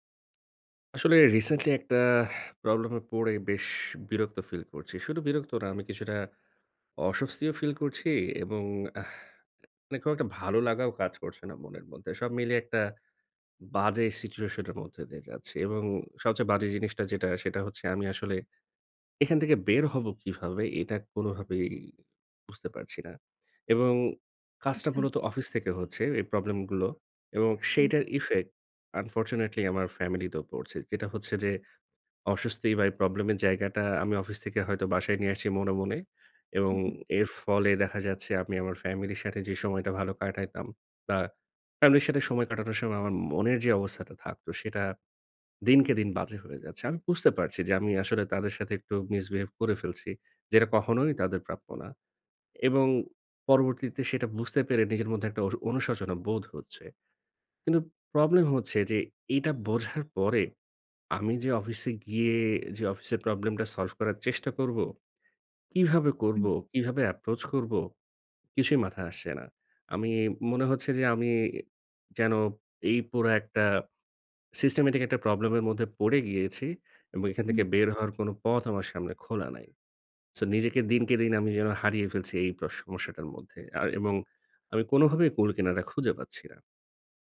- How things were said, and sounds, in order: horn; in English: "misbehave"
- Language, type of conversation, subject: Bengali, advice, না বলতে না পারার কারণে অতিরিক্ত কাজ নিয়ে আপনার ওপর কি অতিরিক্ত চাপ পড়ছে?